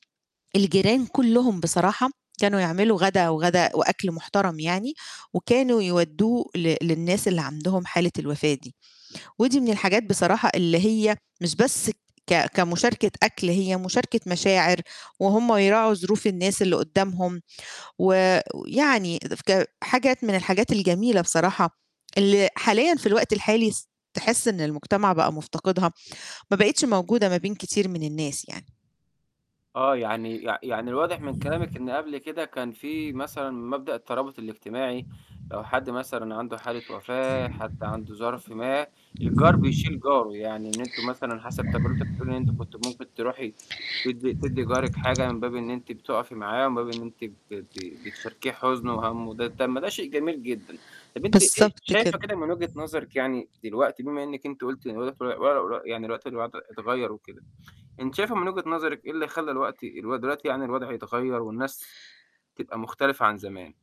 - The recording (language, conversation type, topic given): Arabic, podcast, ليش بنحب نشارك الأكل مع الجيران؟
- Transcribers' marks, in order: unintelligible speech; other background noise; unintelligible speech